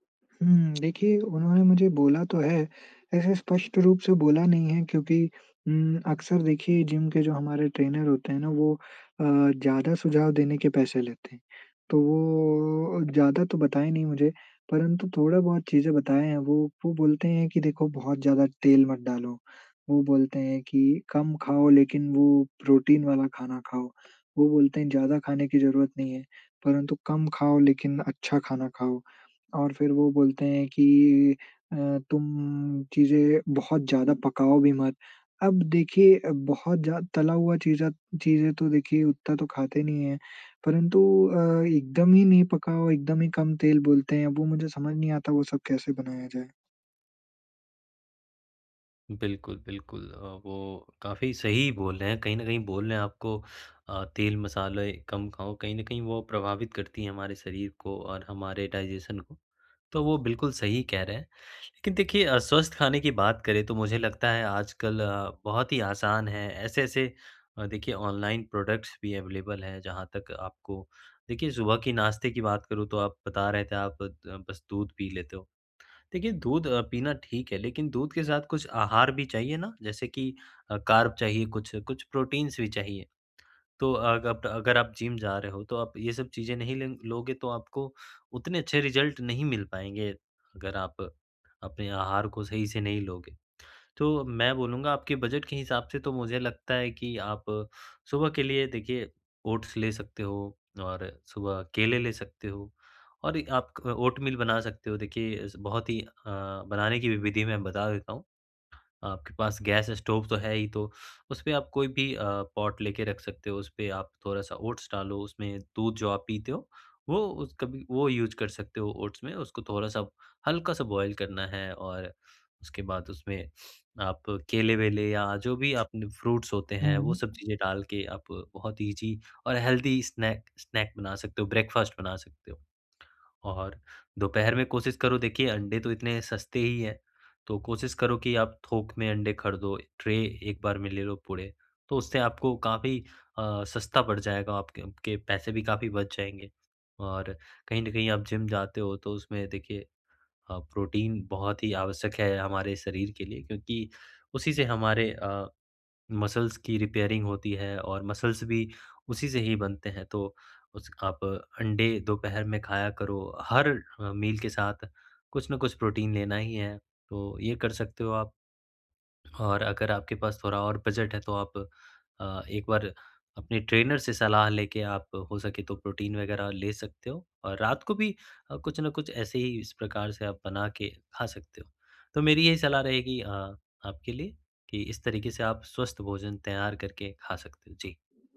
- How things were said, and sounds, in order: tapping; in English: "जिम"; in English: "ट्रेनर"; in English: "डाइजेशन"; in English: "प्रोडक्ट्स"; in English: "अवेलेबल"; in English: "रिज़ल्ट"; in English: "पॉट"; in English: "यूज़"; in English: "बॉयल"; sniff; in English: "फ्रूट्स"; in English: "ईज़ी"; in English: "हेल्थी स्नैक स्नैक"; in English: "ब्रेकफास्ट"; in English: "ट्रे"; in English: "मसल्स"; in English: "रिपेयरिंग"; in English: "मसल्स"; in English: "मील"; in English: "ट्रेनर"
- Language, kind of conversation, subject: Hindi, advice, खाना बनाना नहीं आता इसलिए स्वस्थ भोजन तैयार न कर पाना